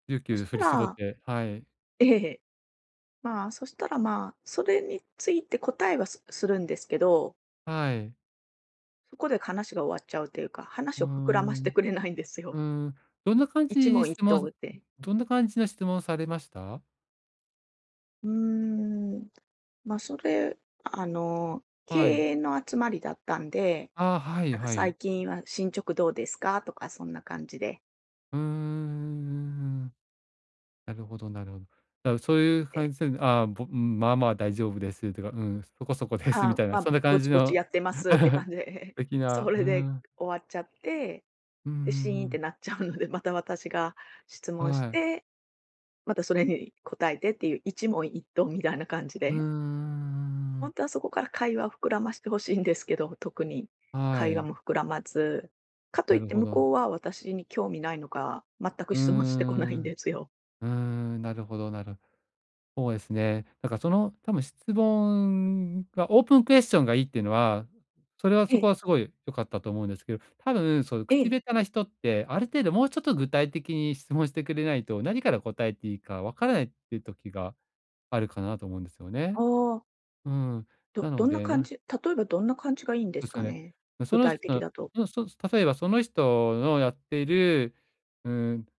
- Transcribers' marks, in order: other noise; laugh; chuckle; in English: "オープンクエスチョン"
- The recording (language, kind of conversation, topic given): Japanese, advice, 友人の集まりで自分の居場所を見つけるにはどうすればいいですか？